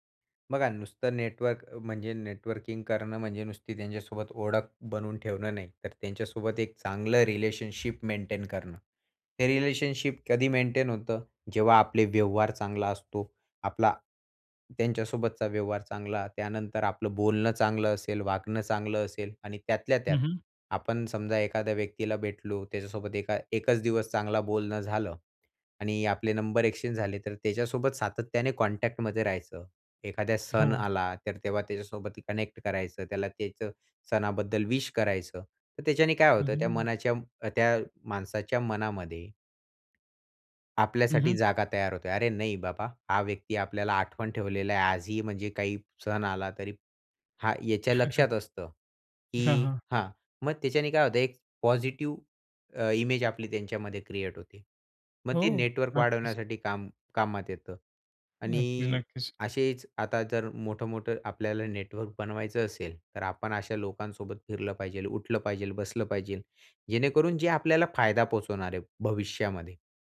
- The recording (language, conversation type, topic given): Marathi, podcast, नेटवर्किंगमध्ये सुरुवात कशी करावी?
- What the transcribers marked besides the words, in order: other background noise; in English: "रिलेशनशिप"; in English: "रिलेशनशिप"; in English: "कॉन्टॅक्टमध्ये"; in English: "कनेक्ट"; chuckle